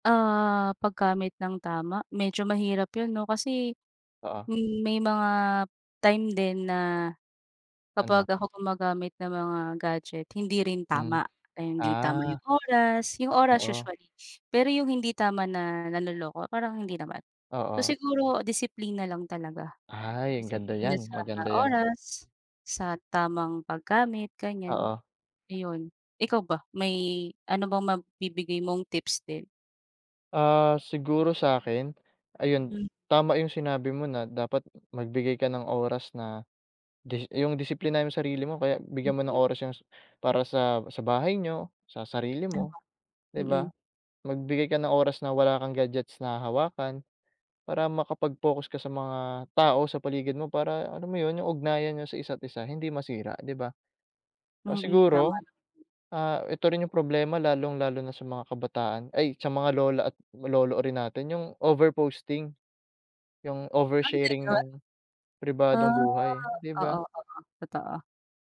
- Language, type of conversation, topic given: Filipino, unstructured, Ano ang epekto ng midyang panlipunan sa ugnayan ng mga tao sa kasalukuyan?
- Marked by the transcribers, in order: unintelligible speech